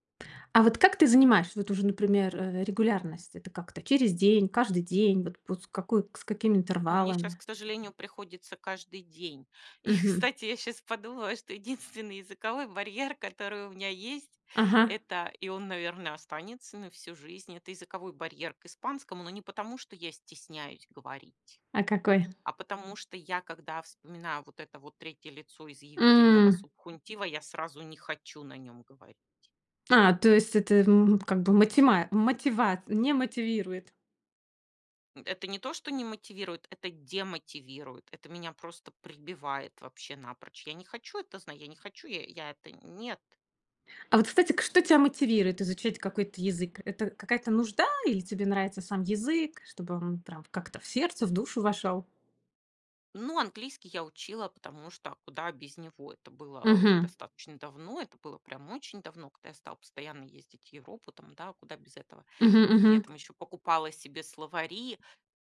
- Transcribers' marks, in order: other background noise; laughing while speaking: "И"; laughing while speaking: "единственный"; in Spanish: "субхунтива"
- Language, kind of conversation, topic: Russian, podcast, Как, по-твоему, эффективнее всего учить язык?